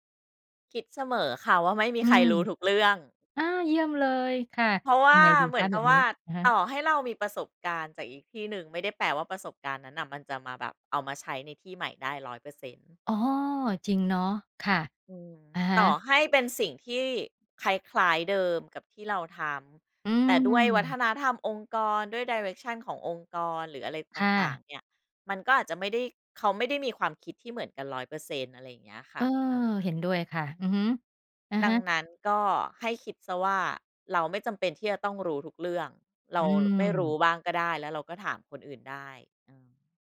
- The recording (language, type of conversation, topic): Thai, podcast, มีคำแนะนำอะไรบ้างสำหรับคนที่เพิ่งเริ่มทำงาน?
- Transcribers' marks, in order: other background noise; in English: "Direction"